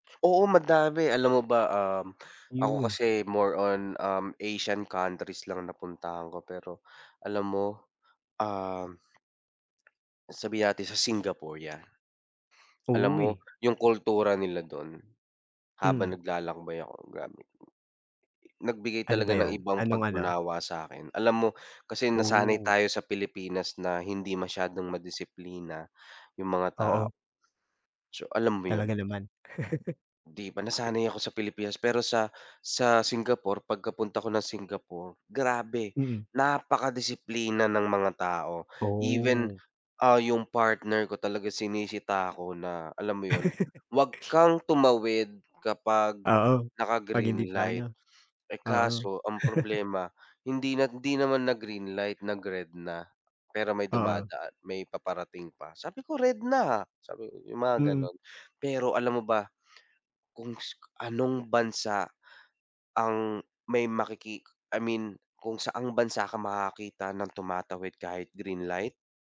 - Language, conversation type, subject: Filipino, unstructured, Ano ang natutuhan mo sa paglalakbay na hindi mo matutuhan sa mga libro?
- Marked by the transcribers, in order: laugh; laugh; chuckle